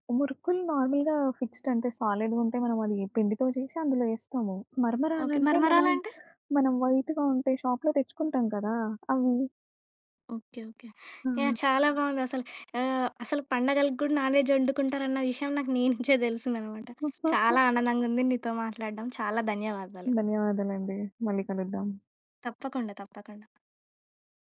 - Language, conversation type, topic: Telugu, podcast, ఏ పండుగ వంటకాలు మీకు ప్రత్యేకంగా ఉంటాయి?
- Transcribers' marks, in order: in English: "నార్మల్‌గా ఫిక్స్‌డ్"; in English: "సాలిడ్‌గుంటా‌యి"; in English: "వైట్‌గా"; in English: "షాప్‌లో"; in English: "నాన్‌వెజ్"; laughing while speaking: "నీ‌నుంచే"; giggle; other background noise